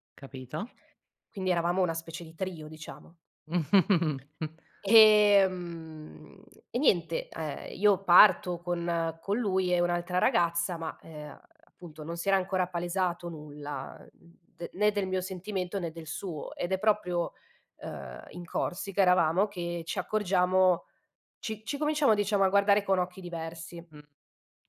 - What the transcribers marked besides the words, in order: chuckle; other background noise
- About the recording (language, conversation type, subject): Italian, podcast, Come decidi se restare o lasciare una relazione?